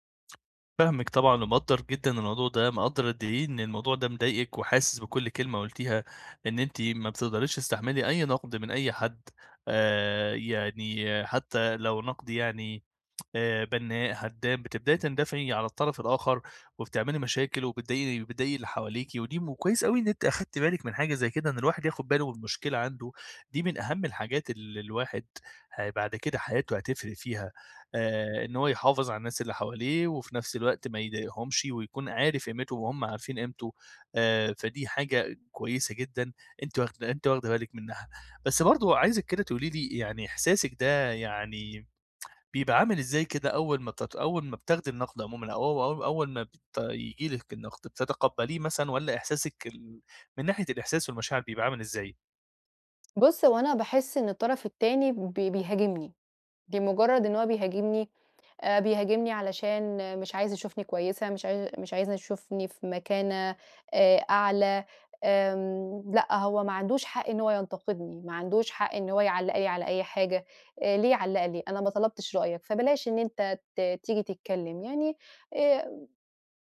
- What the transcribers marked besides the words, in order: tapping; tsk; tsk
- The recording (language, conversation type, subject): Arabic, advice, إزاي أستقبل النقد من غير ما أبقى دفاعي وأبوّظ علاقتي بالناس؟